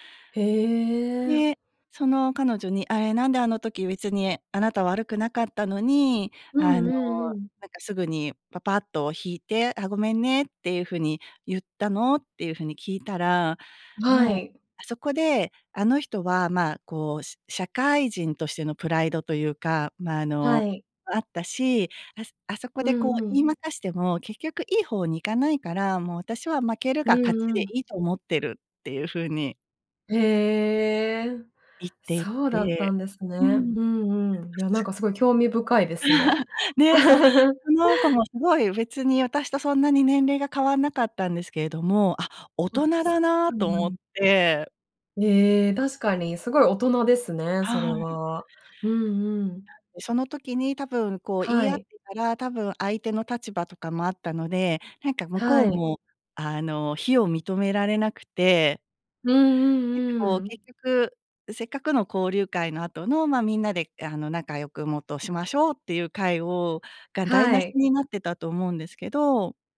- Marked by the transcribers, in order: drawn out: "へえ"; unintelligible speech; laugh; other background noise
- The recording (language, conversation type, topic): Japanese, podcast, うまく謝るために心がけていることは？